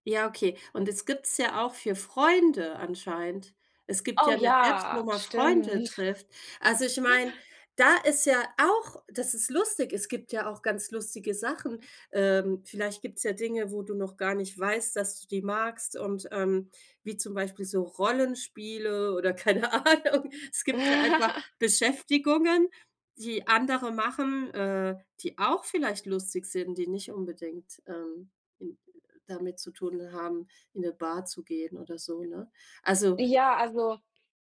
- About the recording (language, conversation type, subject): German, unstructured, Wie zeigst du deinem Partner, dass du ihn schätzt?
- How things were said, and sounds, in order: drawn out: "ja, stimmt"; chuckle; laughing while speaking: "keine Ahnung"; chuckle